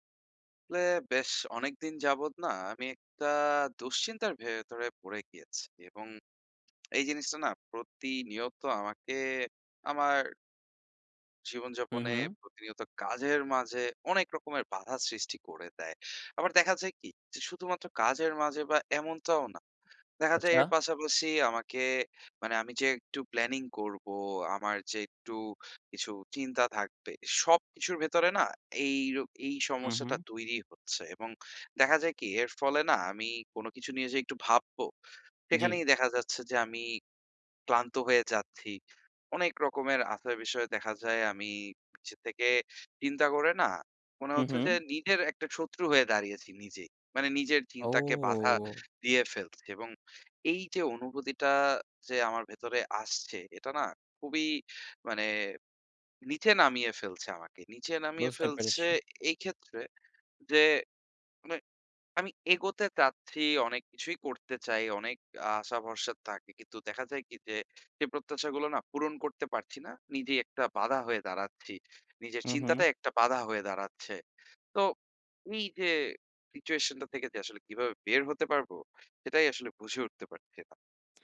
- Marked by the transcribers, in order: tapping; other background noise
- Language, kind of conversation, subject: Bengali, advice, নেতিবাচক চিন্তা থেকে কীভাবে আমি আমার দৃষ্টিভঙ্গি বদলাতে পারি?